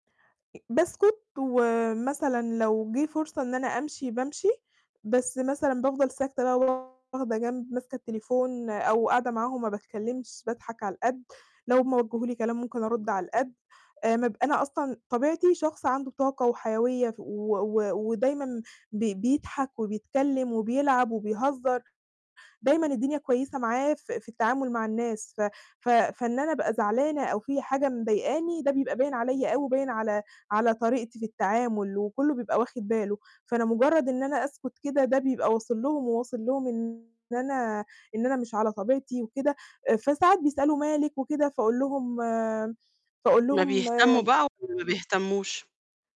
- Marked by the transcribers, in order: distorted speech
- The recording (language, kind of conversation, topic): Arabic, advice, إزاي أتعامل مع إحساس إني متساب برّه لما بكون في تجمعات مع الصحاب؟